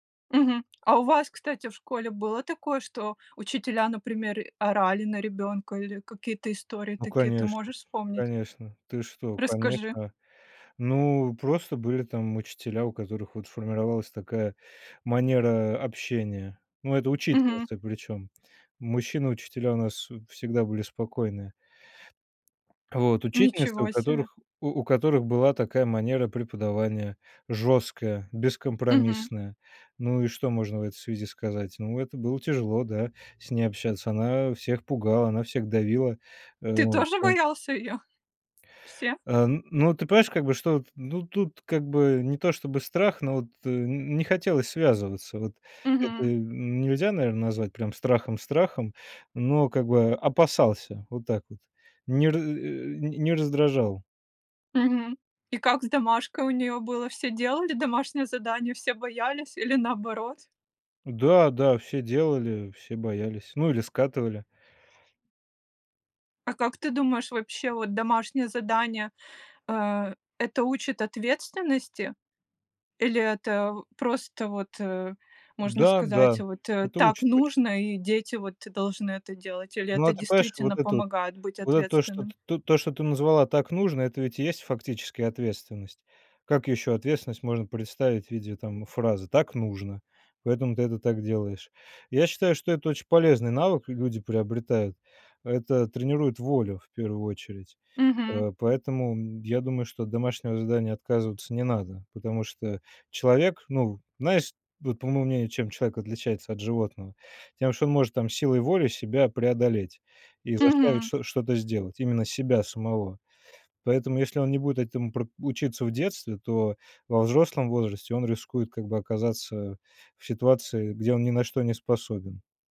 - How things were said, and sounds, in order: tapping; other background noise; unintelligible speech; laughing while speaking: "её?"; grunt
- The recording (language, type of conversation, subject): Russian, podcast, Что вы думаете о домашних заданиях?